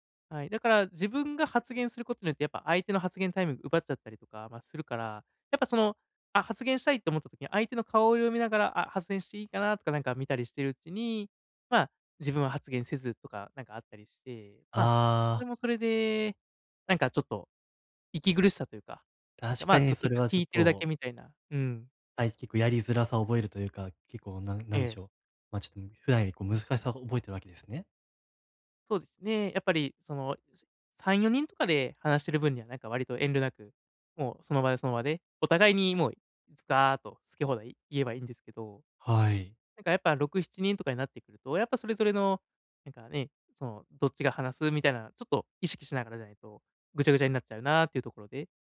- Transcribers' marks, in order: none
- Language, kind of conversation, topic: Japanese, advice, グループの集まりで孤立しないためには、どうすればいいですか？